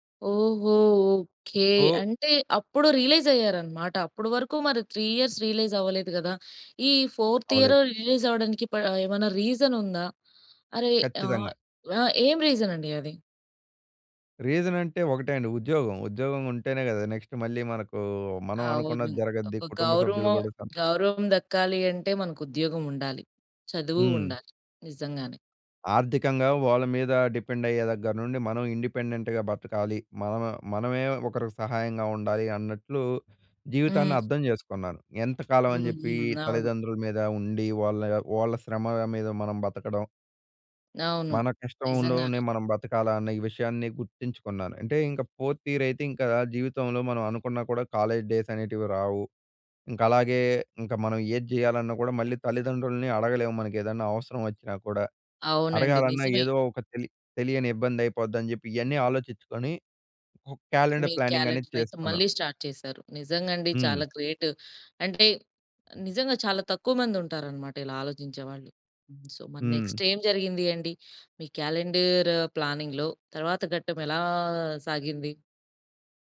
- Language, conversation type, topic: Telugu, podcast, క్యాలెండర్‌ని ప్లాన్ చేయడంలో మీ చిట్కాలు ఏమిటి?
- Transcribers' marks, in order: in English: "రియలైజ్"; in English: "సో"; in English: "త్రీ ఇయర్స్ రియలైజ్"; in English: "ఫోర్త్ ఇయర్ రిలీజ్"; in English: "రీజన్"; in English: "రీజన్"; in English: "రీసన్"; in English: "నెక్స్ట్"; in English: "డిపెండ్"; in English: "ఇండిపెండెంట్‌గా"; other background noise; in English: "ఫోర్త్ ఇయర్"; in English: "కాలేజ్ డేస్"; in English: "క్యాలెండర్ ప్లానింగ్"; in English: "క్యాలెండర్"; in English: "స్టార్ట్"; in English: "గ్రేట్"; breath; in English: "సొ"; in English: "నెక్స్ట్"; in English: "క్యాలెండర్ ప్లానింగ్‌లో"; drawn out: "ఎలా"